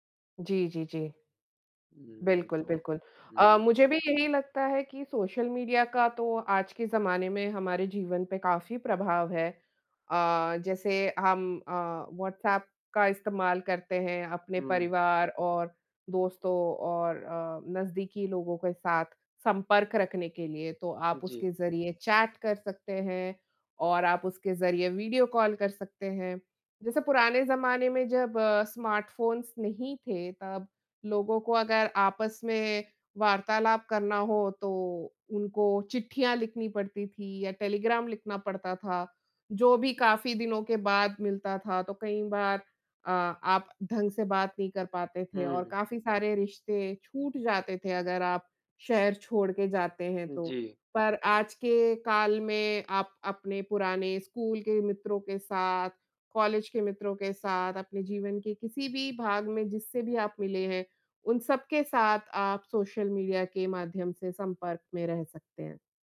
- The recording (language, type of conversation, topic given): Hindi, unstructured, आपके जीवन में सोशल मीडिया ने क्या बदलाव लाए हैं?
- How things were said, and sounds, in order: in English: "चैट"; in English: "स्मार्टफ़ोन्स"